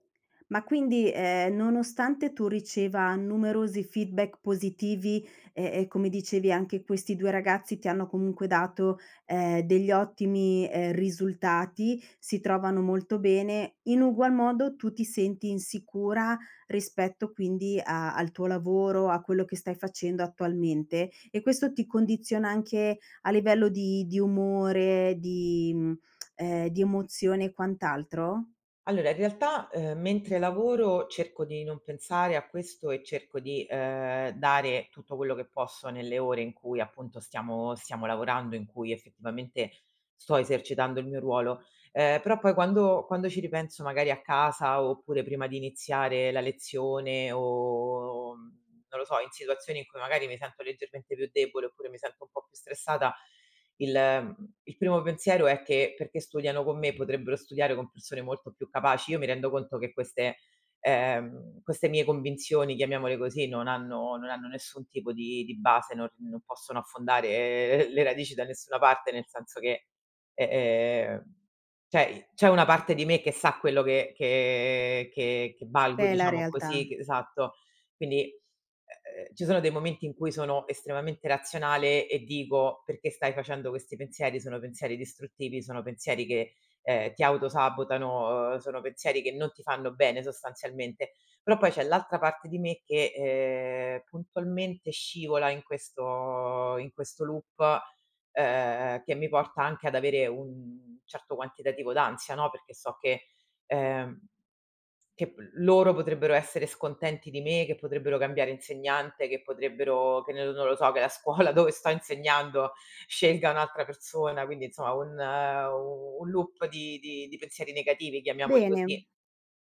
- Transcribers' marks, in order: laughing while speaking: "feedback"; tongue click; tapping; laughing while speaking: "eh, ehm"; "cioè" said as "ceh"; in English: "loop"; laughing while speaking: "scuola"; in English: "loop"
- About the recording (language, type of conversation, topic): Italian, advice, Perché mi sento un impostore al lavoro nonostante i risultati concreti?